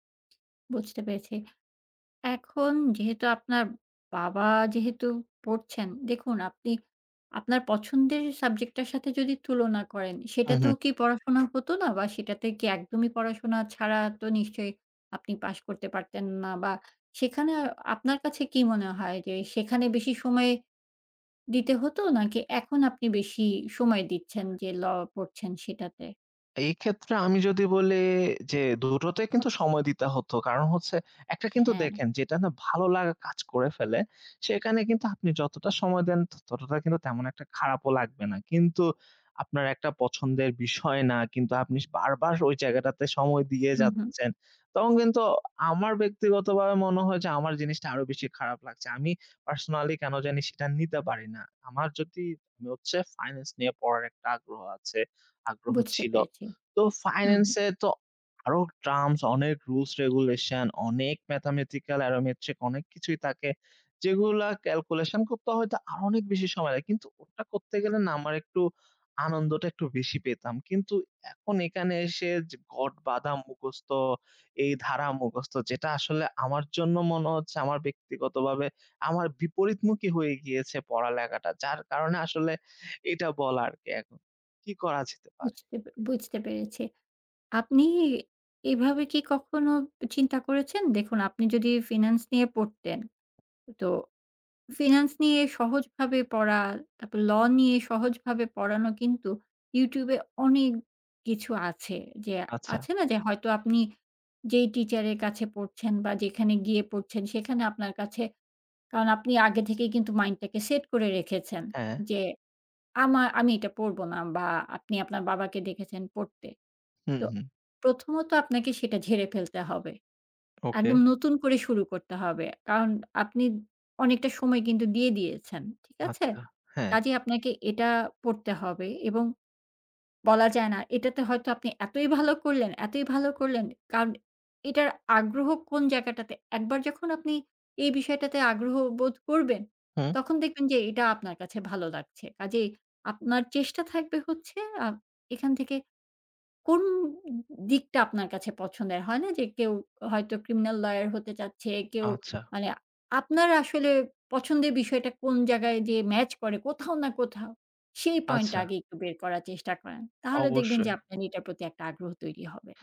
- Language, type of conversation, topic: Bengali, advice, পরিবারের প্রত্যাশা মানিয়ে চলতে গিয়ে কীভাবে আপনার নিজের পরিচয় চাপা পড়েছে?
- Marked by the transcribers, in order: drawn out: "বলি"; in English: "regulation"; in English: "mathematical aromatric"; in English: "calculation"; drawn out: "কোন"; in English: "ক্রিমিনাল লইয়ার"